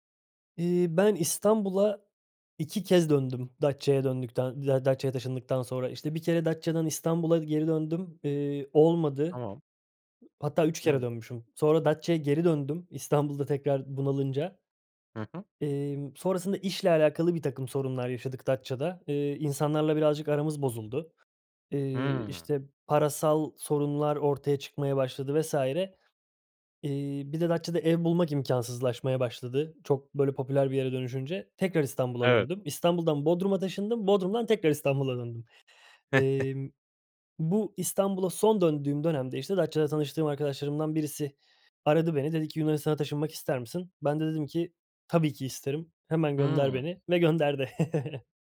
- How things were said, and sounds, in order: other noise; chuckle; chuckle
- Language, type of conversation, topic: Turkish, podcast, Bir seyahat, hayatınızdaki bir kararı değiştirmenize neden oldu mu?